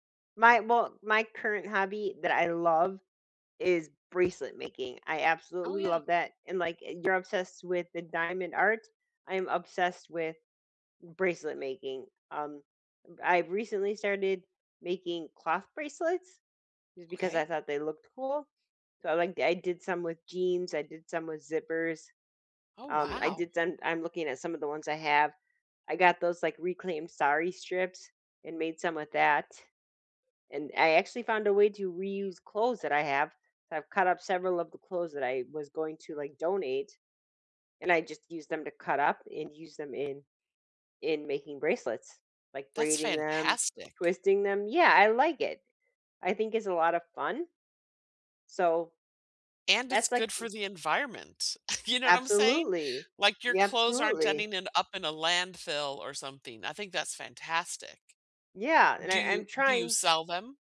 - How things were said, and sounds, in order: tapping; other background noise; chuckle
- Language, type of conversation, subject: English, unstructured, What is the coolest thing you have created or done as part of a hobby?
- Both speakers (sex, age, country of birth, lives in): female, 45-49, United States, United States; female, 60-64, United States, United States